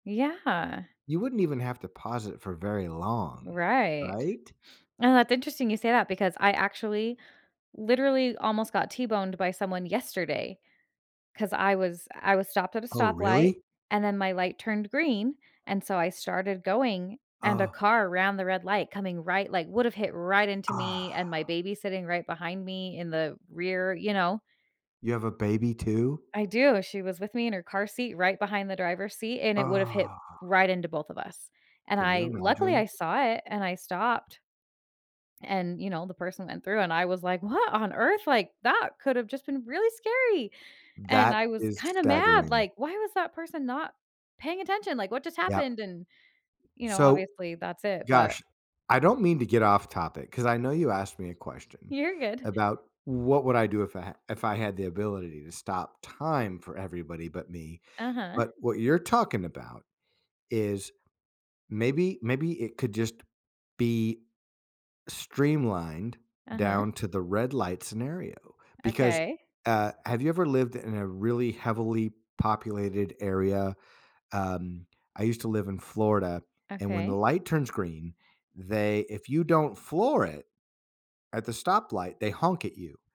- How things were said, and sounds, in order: other background noise; drawn out: "Oh"
- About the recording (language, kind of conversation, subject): English, unstructured, What would you do if you could pause time for everyone except yourself?
- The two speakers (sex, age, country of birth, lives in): female, 35-39, United States, United States; male, 50-54, United States, United States